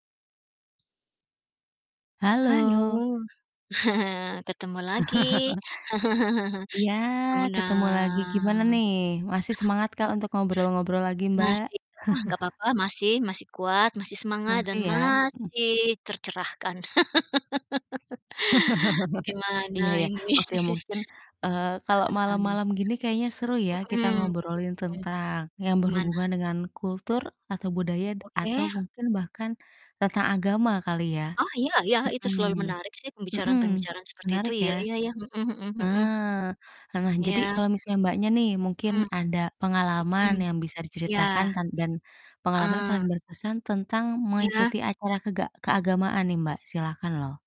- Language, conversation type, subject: Indonesian, unstructured, Apa pengalaman paling berkesan yang pernah Anda alami saat mengikuti acara keagamaan?
- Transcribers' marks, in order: tapping; chuckle; laugh; chuckle; drawn out: "Kemuna"; distorted speech; chuckle; drawn out: "masih"; laugh; chuckle; unintelligible speech